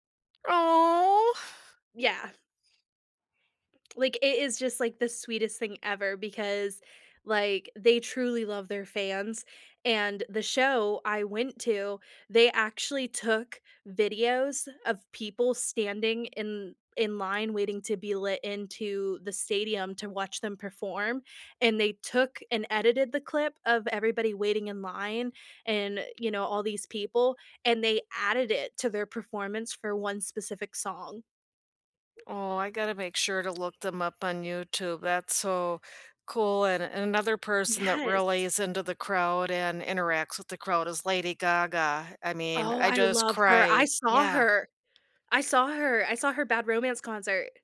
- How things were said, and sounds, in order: drawn out: "Oh"
- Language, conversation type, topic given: English, unstructured, What was the best live performance or concert you have ever attended, and what made it unforgettable for you?
- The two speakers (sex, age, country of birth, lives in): female, 30-34, United States, United States; female, 65-69, United States, United States